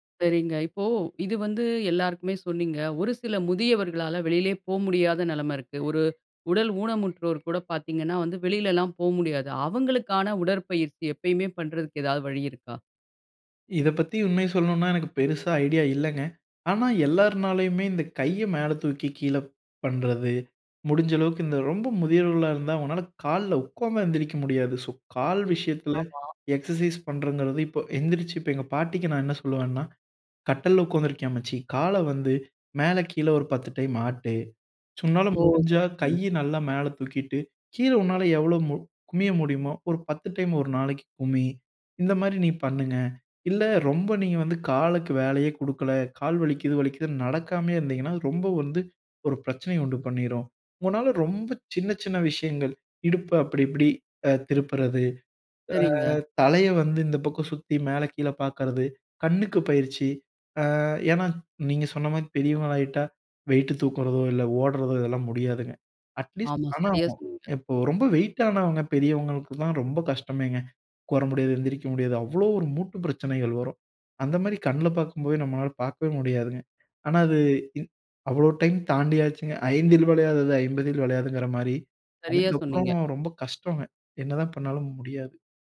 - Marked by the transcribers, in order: other background noise; "உன்னால" said as "சுன்னால"; "குனிய" said as "குமிய"; "குனி" said as "குமி"; drawn out: "அ"; in English: "அட்லீஸ்ட்"; other noise
- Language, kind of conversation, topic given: Tamil, podcast, ஒவ்வொரு நாளும் உடற்பயிற்சி பழக்கத்தை எப்படி தொடர்ந்து வைத்துக்கொள்கிறீர்கள்?